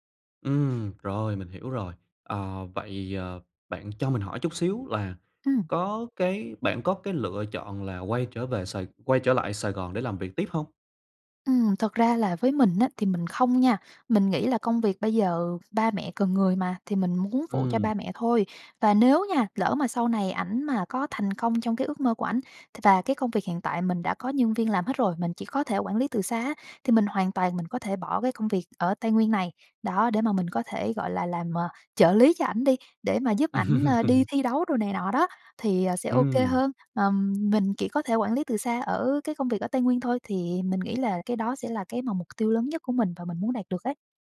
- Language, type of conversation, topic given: Vietnamese, advice, Bạn và bạn đời nên thảo luận và ra quyết định thế nào về việc chuyển đi hay quay lại để tránh tranh cãi?
- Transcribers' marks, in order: other background noise; tapping; laugh